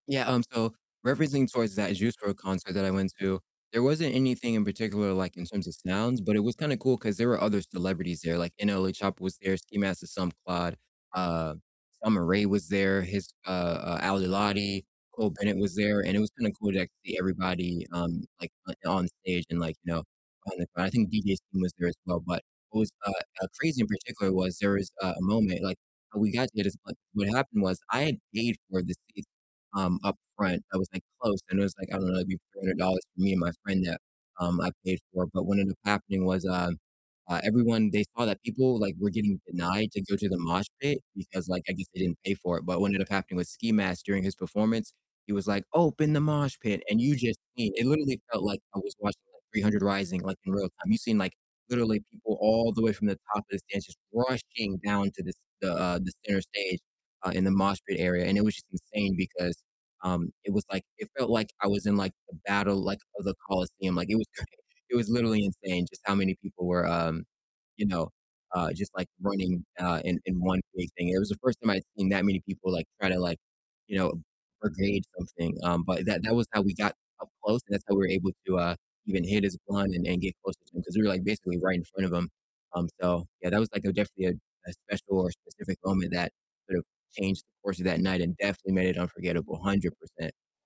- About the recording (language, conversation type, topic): English, unstructured, What is the best live performance you have ever seen, and where were you, who were you with, and what made it unforgettable?
- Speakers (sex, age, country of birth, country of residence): male, 20-24, United States, United States; male, 40-44, United States, United States
- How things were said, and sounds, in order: distorted speech; unintelligible speech; tapping; laughing while speaking: "cra"; unintelligible speech